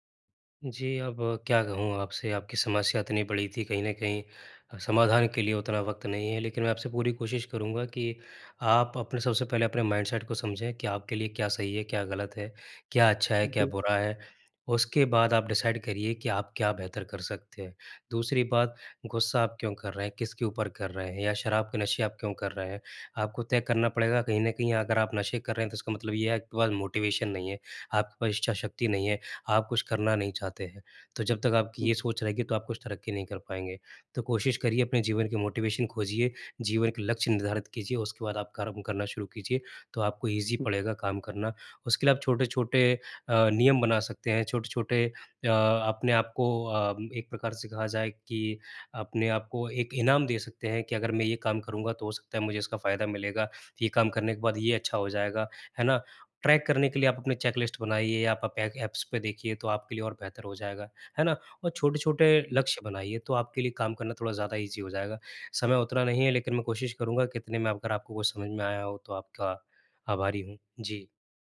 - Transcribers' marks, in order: in English: "माइंडसेट"; in English: "डिसाइड"; in English: "मोटिवेशन"; in English: "मोटिवेशन"; in English: "ईज़ी"; in English: "ट्रैक"; in English: "चेक-लिस्ट"; in English: "एप्स"; in English: "ईज़ी"
- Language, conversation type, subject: Hindi, advice, आदतों में बदलाव